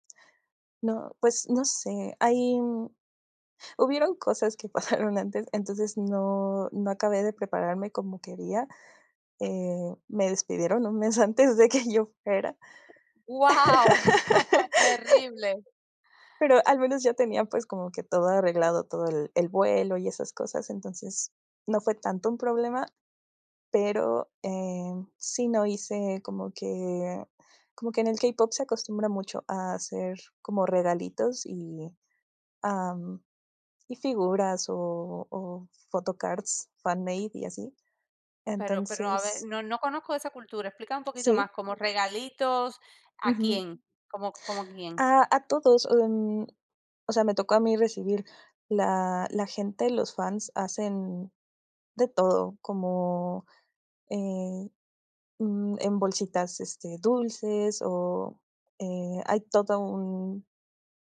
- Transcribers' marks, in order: laughing while speaking: "pasaron"; laughing while speaking: "de que"; chuckle; laugh; in English: "photocards, fanmade"
- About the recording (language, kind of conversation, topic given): Spanish, podcast, ¿Cuál ha sido un concierto inolvidable para ti y qué lo hizo tan especial?
- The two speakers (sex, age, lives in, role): female, 25-29, Mexico, guest; female, 45-49, United States, host